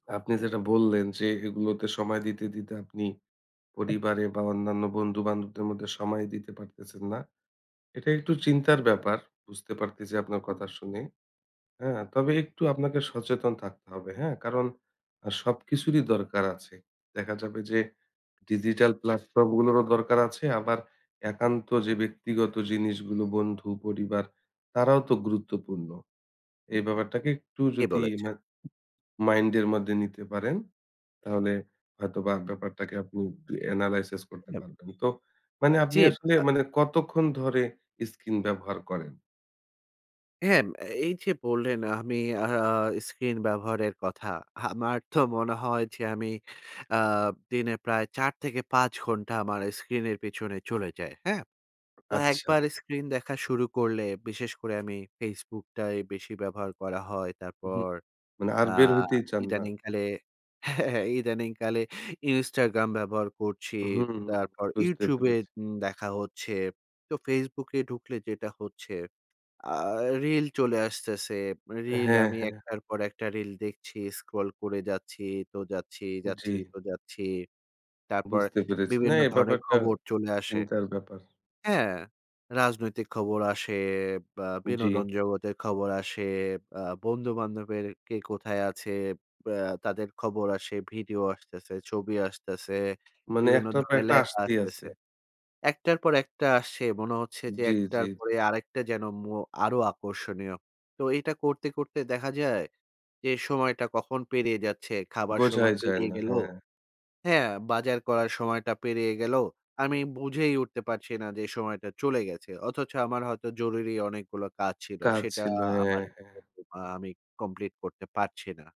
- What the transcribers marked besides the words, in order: none
- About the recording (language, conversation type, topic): Bengali, advice, আপনি বারবার ডিজিটাল স্ক্রিনের ব্যবহার কমাতে ব্যর্থ হচ্ছেন কেন?